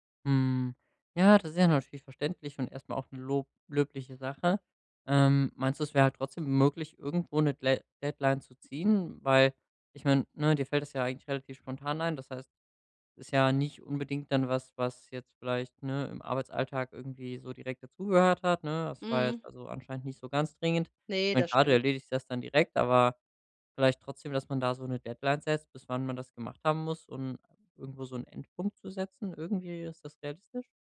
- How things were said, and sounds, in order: other background noise
- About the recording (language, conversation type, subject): German, advice, Wie kann ich mir täglich feste Schlaf- und Aufstehzeiten angewöhnen?